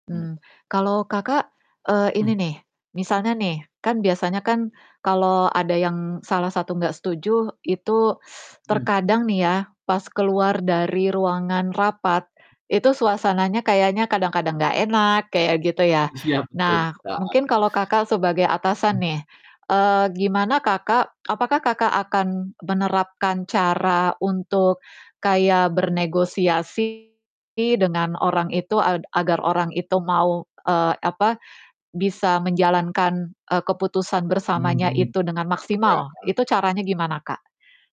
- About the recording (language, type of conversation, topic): Indonesian, unstructured, Bagaimana kamu menghadapi rasa takut saat harus mengambil keputusan bersama?
- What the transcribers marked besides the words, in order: teeth sucking; tapping; distorted speech